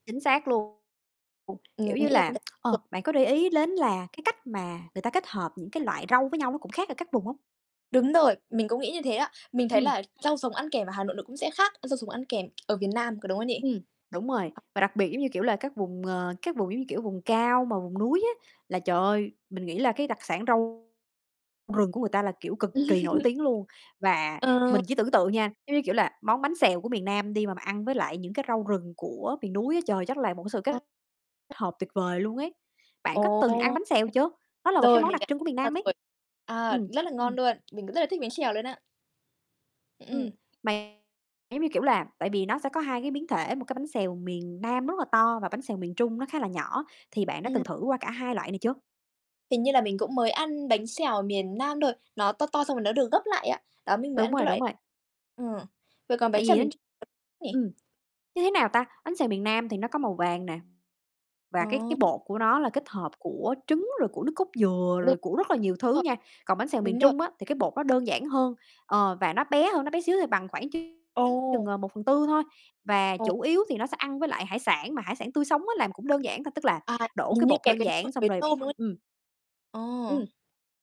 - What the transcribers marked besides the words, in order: distorted speech; tsk; "đến" said as "lến"; unintelligible speech; other background noise; tapping; laugh; unintelligible speech; static
- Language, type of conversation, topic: Vietnamese, unstructured, Bạn thấy món ăn nào thể hiện rõ nét văn hóa Việt Nam?